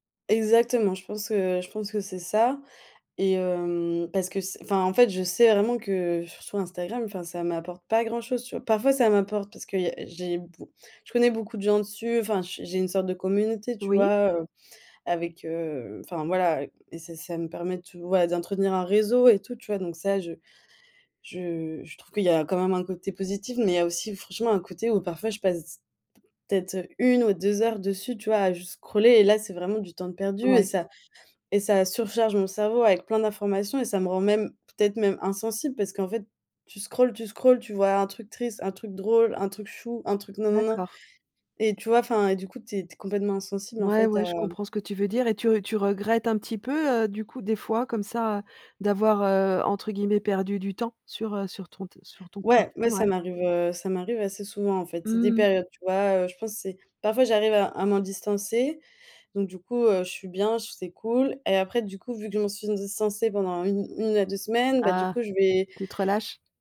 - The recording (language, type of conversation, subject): French, podcast, Peux-tu nous raconter une détox numérique qui a vraiment fonctionné pour toi ?
- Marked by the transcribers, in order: tapping; other background noise